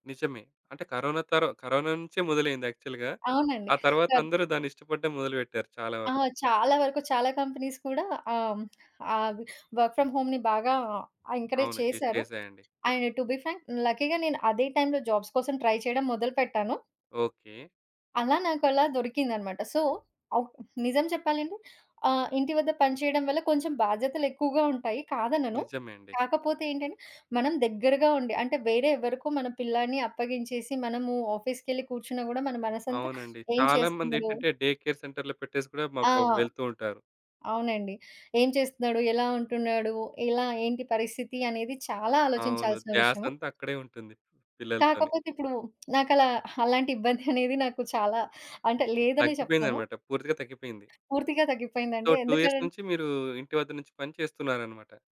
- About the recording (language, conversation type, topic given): Telugu, podcast, ఇంటినుంచి పని చేసే అనుభవం మీకు ఎలా ఉంది?
- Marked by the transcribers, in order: in English: "యాక్చువల్‌గా"; in English: "కరెక్ట్"; other background noise; in English: "కంపెనీస్"; teeth sucking; in English: "వర్క్ ఫ్రమ్ హోమ్‌ని"; in English: "ఎంకరేజ్"; teeth sucking; in English: "అండ్ టు బీ ఫ్రాంక్"; in English: "లక్కీ‌గా"; in English: "జాబ్స్"; in English: "ట్రై"; in English: "సో"; in English: "ఆఫీస్‌కెళ్లి"; in English: "డే కేర్ సెంటర్‌లో"; lip smack; giggle; in English: "సో, టూ ఇయర్స్"